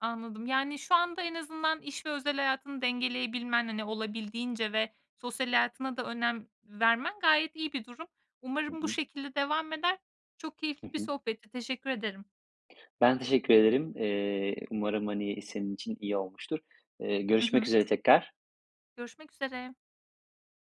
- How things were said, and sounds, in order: other background noise
- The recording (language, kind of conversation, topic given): Turkish, podcast, İş ve özel hayat dengesini nasıl kuruyorsun, tavsiyen nedir?